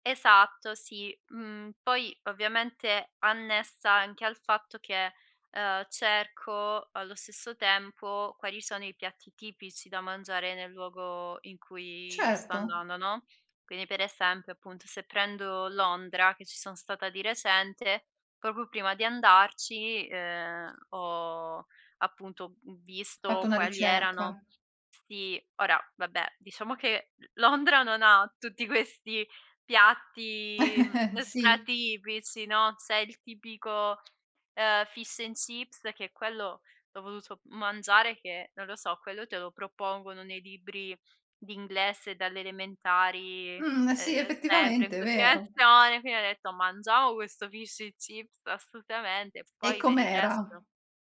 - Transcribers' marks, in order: "proprio" said as "propo"; tsk; other background noise; laughing while speaking: "Londra"; giggle; in English: "fish and chips"; laughing while speaking: "continuazione"; in English: "fish and chips"; "assolutamente" said as "assutamente"
- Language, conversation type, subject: Italian, podcast, Come scopri nuovi sapori quando viaggi?